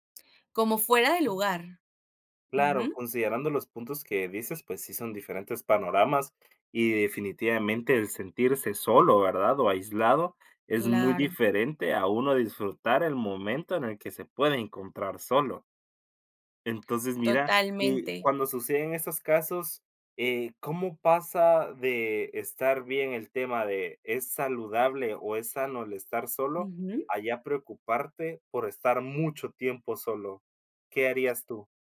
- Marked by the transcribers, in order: other background noise
- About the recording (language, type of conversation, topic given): Spanish, podcast, ¿Cómo afrontar la soledad en una ciudad grande?
- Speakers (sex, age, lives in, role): female, 20-24, United States, guest; male, 25-29, United States, host